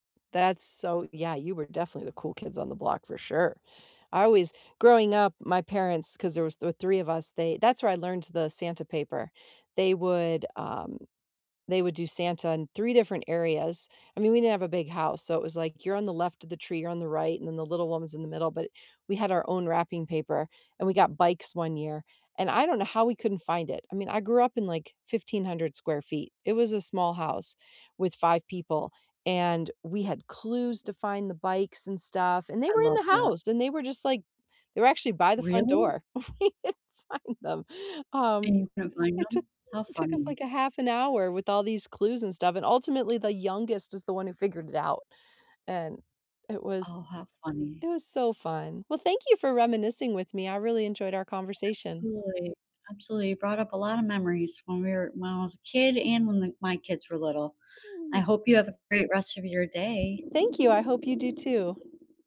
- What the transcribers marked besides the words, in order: tapping; chuckle; laughing while speaking: "We didn't find them"; other background noise
- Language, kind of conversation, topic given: English, unstructured, What is a holiday memory you look back on fondly?
- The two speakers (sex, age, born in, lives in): female, 50-54, United States, United States; female, 50-54, United States, United States